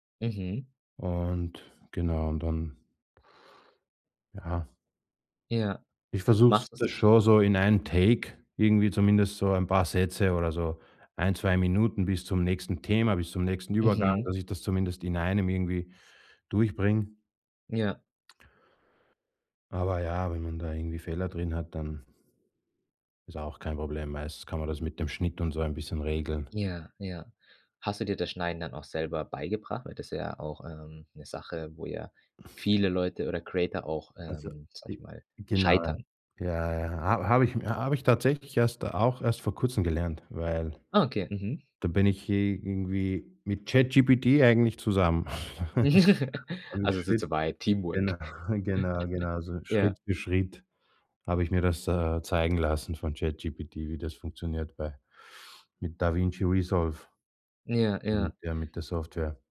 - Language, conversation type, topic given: German, podcast, Wie hat Social Media deine Unterhaltungsvorlieben beeinflusst?
- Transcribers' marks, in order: in English: "Take"; other background noise; chuckle; unintelligible speech; chuckle